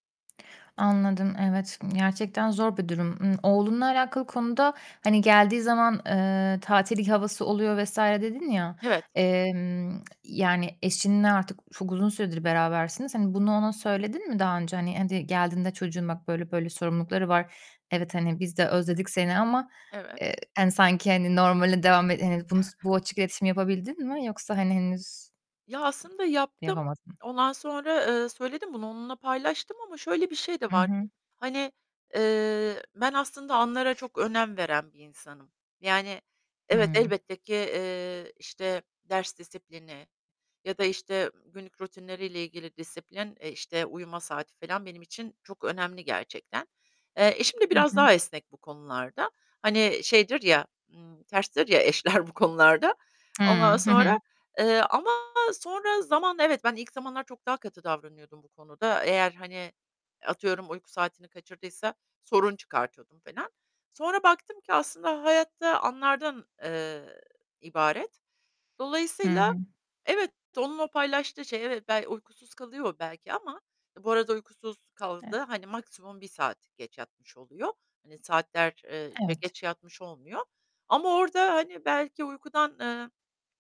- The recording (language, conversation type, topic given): Turkish, advice, Uzaktaki partnerinizle ilişkinizi sürdürmekte en çok hangi zorlukları yaşıyorsunuz?
- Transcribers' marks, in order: tapping; other background noise; other noise; distorted speech; laughing while speaking: "eşler bu konularda"; "falan" said as "felan"; static